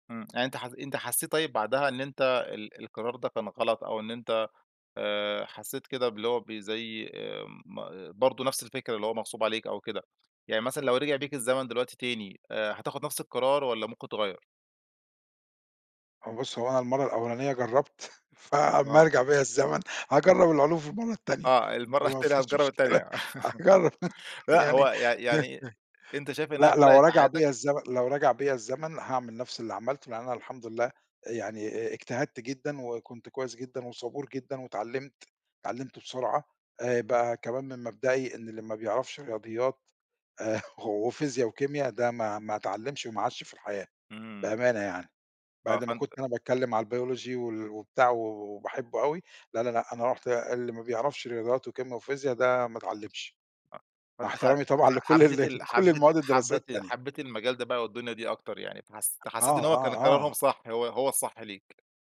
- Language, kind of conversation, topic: Arabic, podcast, إزاي تتعامل مع ضغط العيلة على قراراتك؟
- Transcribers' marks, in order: other background noise; laughing while speaking: "جَرَّبت، ف أمّا يَرجَع بيا … مُشكَلة أجَرب يعني"; laughing while speaking: "المَرّة التانية هتجرب التانية"; laugh; laugh; laughing while speaking: "مع احتَرامي طبعًا لكُل ال لكُل المواد الدراسية التانية"; tapping